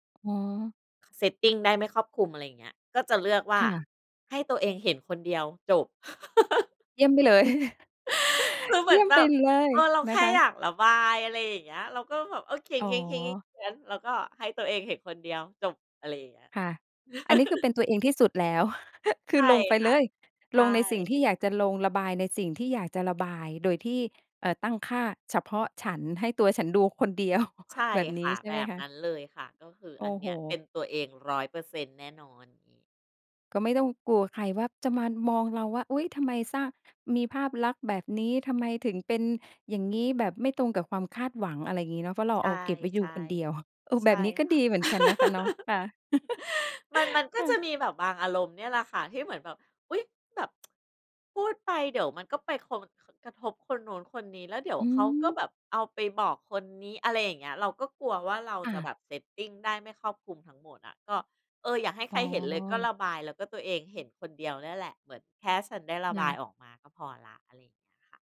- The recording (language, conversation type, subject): Thai, podcast, การใช้โซเชียลมีเดียทำให้การแสดงตัวตนง่ายขึ้นหรือลำบากขึ้นอย่างไร?
- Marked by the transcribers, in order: other background noise; laugh; chuckle; laugh; chuckle; stressed: "เลย"; chuckle; laugh; chuckle; laugh; tsk